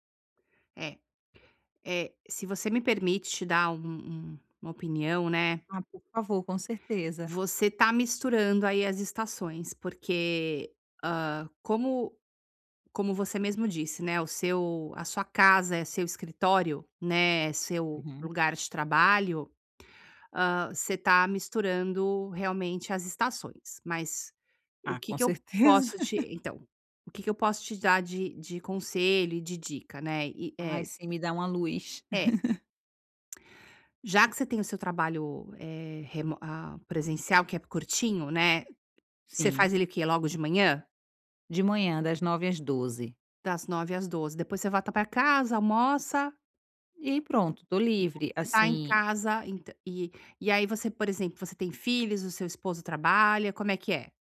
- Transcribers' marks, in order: laugh; tapping; laugh; unintelligible speech
- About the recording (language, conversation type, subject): Portuguese, advice, Como posso criar uma rotina diária de descanso sem sentir culpa?